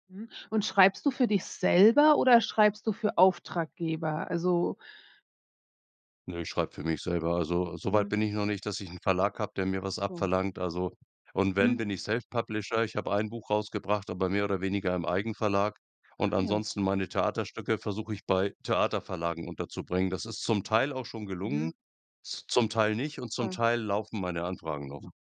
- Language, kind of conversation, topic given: German, podcast, Wie entwickelst du kreative Gewohnheiten im Alltag?
- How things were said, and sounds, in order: none